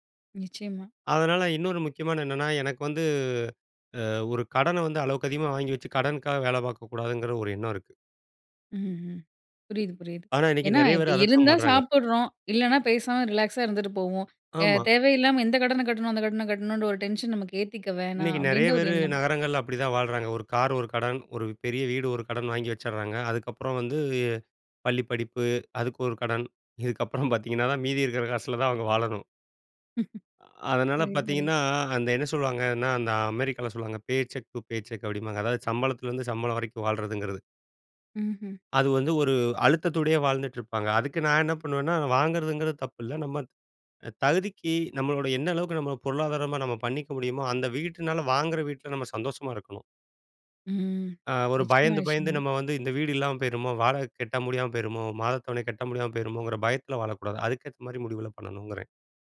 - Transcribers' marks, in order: in English: "ரிலாக்ஸா"; in English: "டென்ஷன்"; chuckle; in English: "பே செக் டூ பே செக்"
- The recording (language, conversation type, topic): Tamil, podcast, வறுமையைப் போல அல்லாமல் குறைவான உடைமைகளுடன் மகிழ்ச்சியாக வாழ்வது எப்படி?